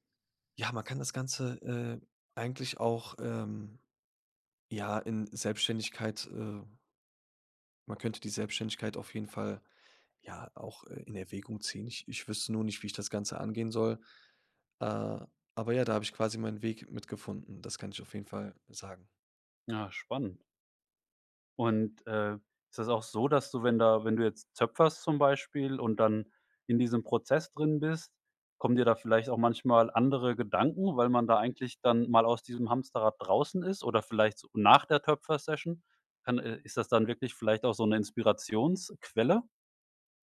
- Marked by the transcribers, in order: none
- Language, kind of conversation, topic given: German, podcast, Was inspiriert dich beim kreativen Arbeiten?